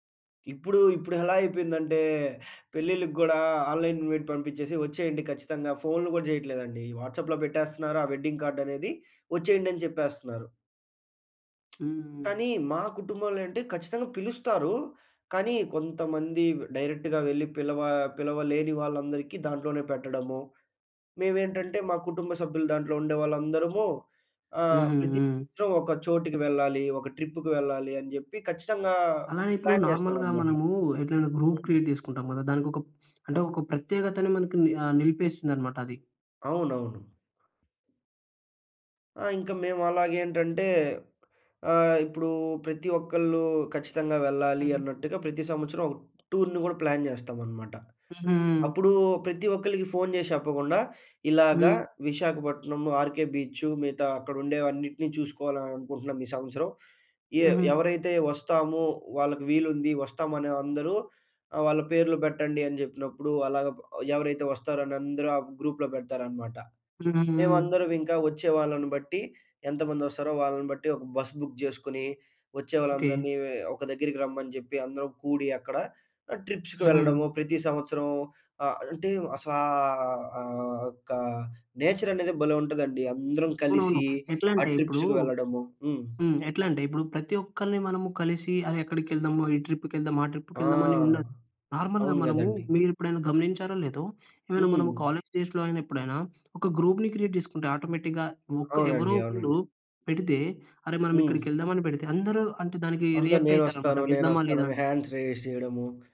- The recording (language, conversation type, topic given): Telugu, podcast, మీరు చాట్‌గ్రూప్‌ను ఎలా నిర్వహిస్తారు?
- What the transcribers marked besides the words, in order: in English: "ఆన్‌లైన్ ఇన్‌వైట్"; in English: "వాట్సాప్‌లో"; in English: "వెడ్డింగ్ కార్డ్"; tapping; in English: "డైరెక్ట్‌గా"; in English: "ట్రిప్‌కి"; in English: "నార్మల్‌గా"; in English: "ప్లాన్"; in English: "గ్రూప్ క్రియేట్"; other background noise; in English: "టూర్‌ని"; in English: "ప్లాన్"; in English: "గ్రూప్‌లో"; in English: "బుక్"; in English: "ట్రిప్స్‌కి"; in English: "నేచర్"; in English: "ట్రిప్స్‌కి"; in English: "ట్రిప్‌కెళ్దామా"; in English: "ట్రిప్‌కెళ్దామా"; in English: "నార్మల్‌గా"; in English: "కాలేజ్ డేస్‌లో"; in English: "గ్రూప్‌ని క్రియేట్"; in English: "ఆటోమేటిక్‌గా"; in English: "రియాక్ట్"; in English: "హ్యాండ్స్ రైజ్"